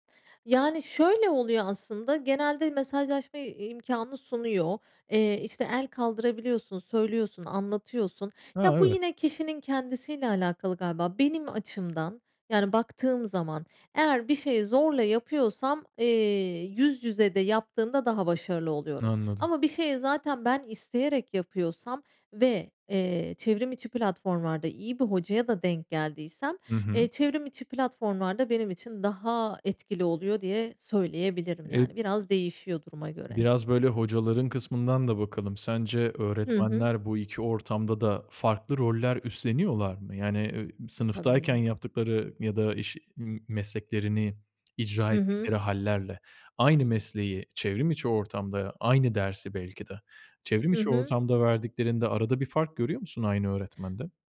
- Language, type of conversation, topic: Turkish, podcast, Online derslerle yüz yüze eğitimi nasıl karşılaştırırsın, neden?
- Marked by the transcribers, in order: other background noise